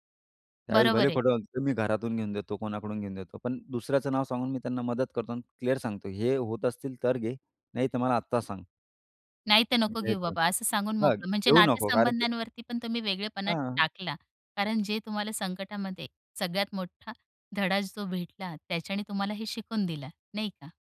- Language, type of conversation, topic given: Marathi, podcast, संकटातून तुम्ही शिकलेले सर्वात मोठे धडे कोणते?
- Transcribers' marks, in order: tapping